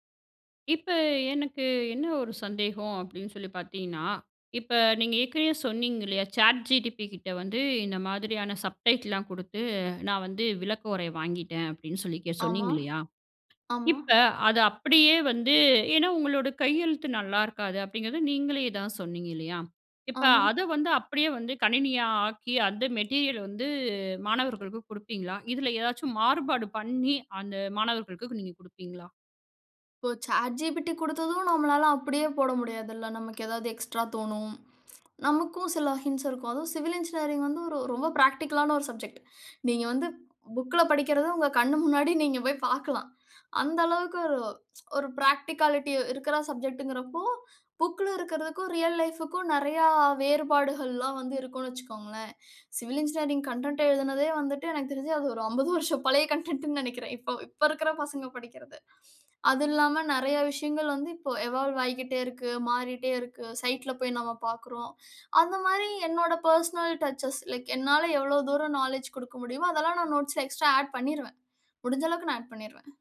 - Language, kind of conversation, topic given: Tamil, podcast, நீங்கள் உருவாக்கிய கற்றல் பொருட்களை எவ்வாறு ஒழுங்குபடுத்தி அமைப்பீர்கள்?
- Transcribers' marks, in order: in English: "சேட் ஜிடிபி"; "சேட் ஜிபிடி" said as "சேட் ஜிடிபி"; in English: "ஸப்டைட்லாம்"; other background noise; in English: "சாட் ஜிபிடி"; in English: "ஹிண்ட்ஸ்"; in English: "சிவில் என்ஜினியரிங்"; in English: "பிராக்டிகலான"; in English: "பிராக்டிகாலிட்டி"; in English: "சிவில் என்ஜினியரிங் கன்டென்ட்"; laughing while speaking: "அம்பது வருஷம் பழைய கன்டென்ட்டுன்னு நெனைக்கிறேன்"; in English: "கன்டென்ட்டுன்னு"; in English: "எவால்வ்"; in English: "பெர்சனல் டச்சஸ், லைக்"; in English: "நாலெட்ஜ்"; in English: "நோட்ஸ்ல எக்ஸ்ட்ரா ஆட்"; in English: "ஆட்"